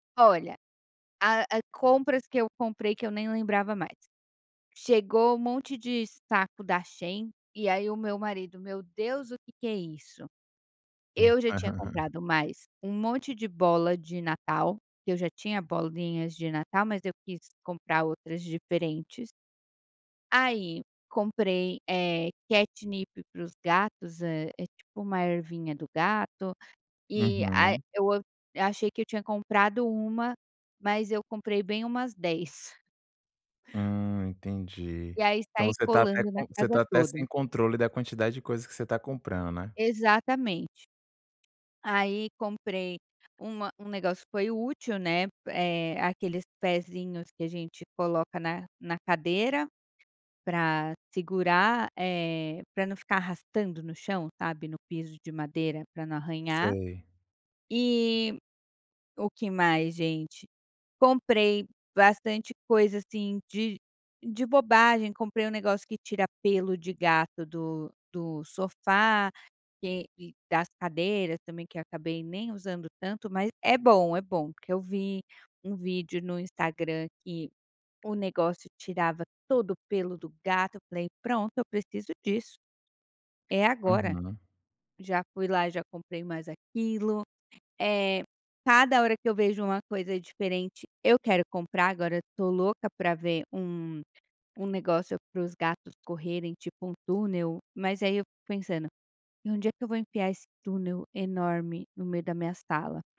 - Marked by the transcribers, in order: laugh; in English: "catnip"; tapping
- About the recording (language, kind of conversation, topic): Portuguese, advice, Como posso diferenciar necessidades de desejos e controlar meus gastos quando minha renda aumenta?